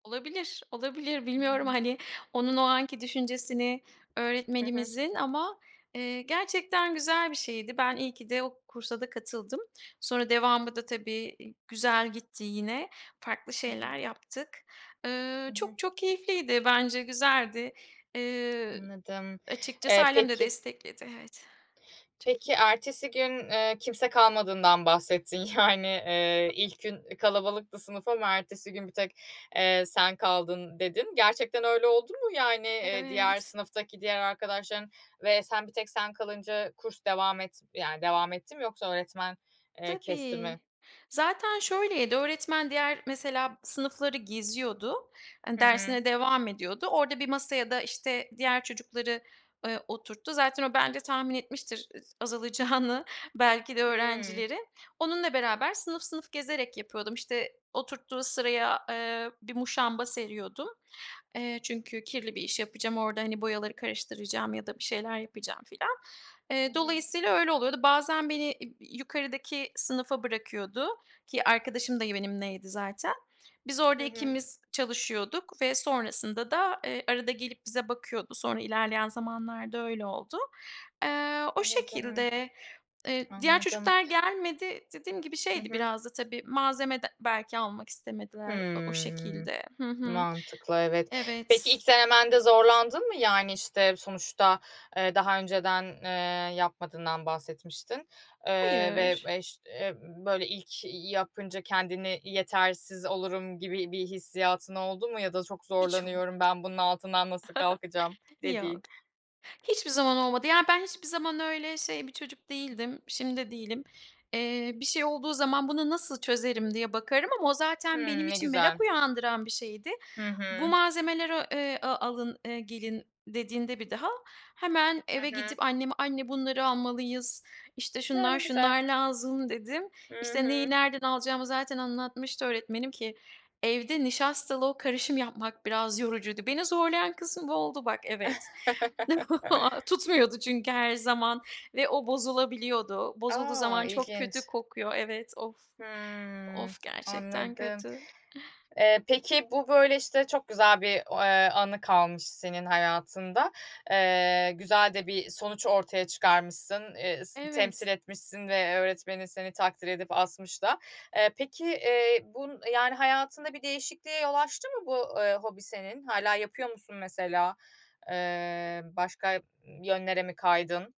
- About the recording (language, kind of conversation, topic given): Turkish, podcast, Bir hobiye ilk kez nasıl başladığını hatırlıyor musun?
- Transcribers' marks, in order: other background noise; unintelligible speech; tapping; laughing while speaking: "Yani"; unintelligible speech; laughing while speaking: "azalacağını"; chuckle; chuckle; chuckle